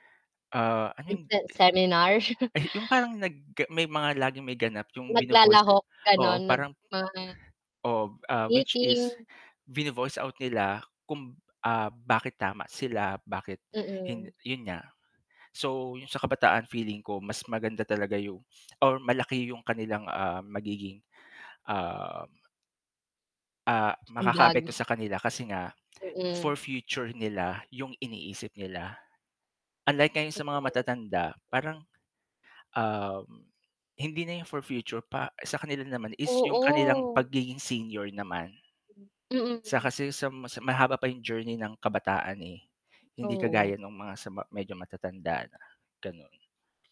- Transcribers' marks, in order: chuckle; distorted speech; static; mechanical hum; tapping
- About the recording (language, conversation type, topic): Filipino, unstructured, Paano mo ipapaliwanag sa mga kabataan ang kahalagahan ng pagboto?